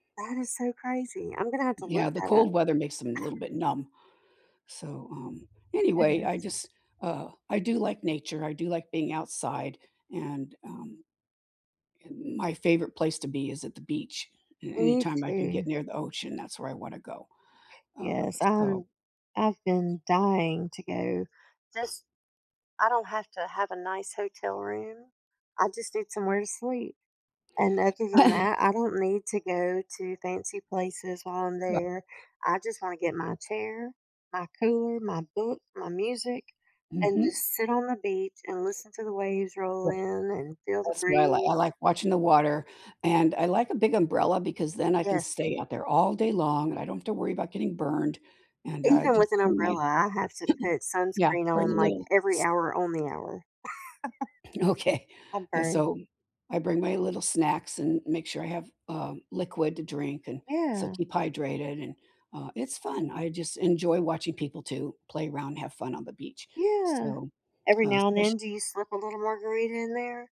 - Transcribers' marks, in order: chuckle; chuckle; hiccup; laughing while speaking: "Okay"; laugh
- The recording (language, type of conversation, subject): English, unstructured, What routines help you stay organized during the week?